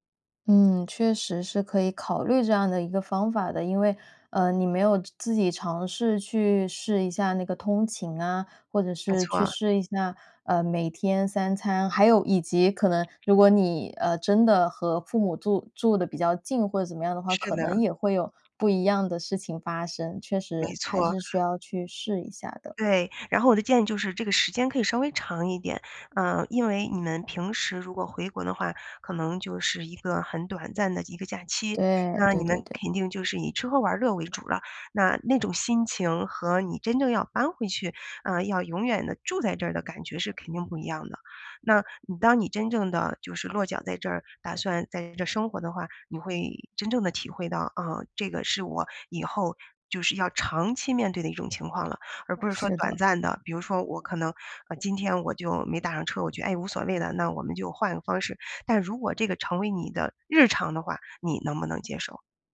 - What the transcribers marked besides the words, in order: stressed: "日"
- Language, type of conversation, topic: Chinese, advice, 我该回老家还是留在新城市生活？